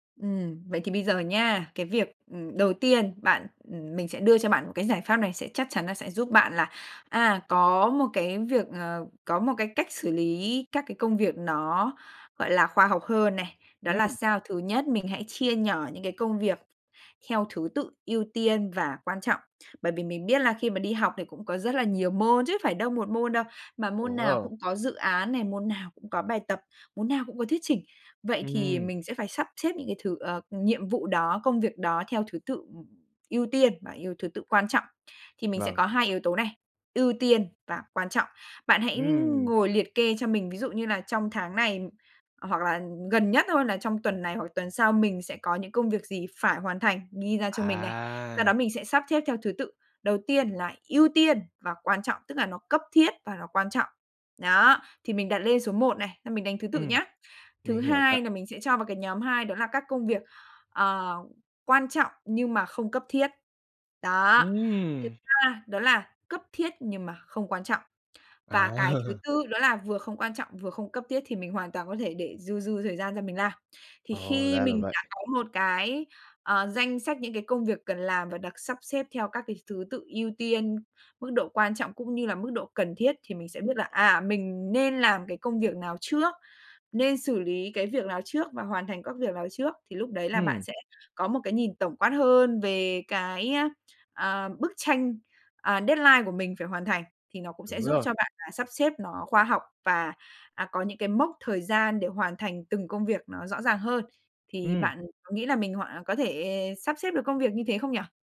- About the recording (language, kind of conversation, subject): Vietnamese, advice, Làm thế nào để tránh trì hoãn công việc khi tôi cứ để đến phút cuối mới làm?
- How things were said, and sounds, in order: tapping; laughing while speaking: "À!"; in English: "deadline"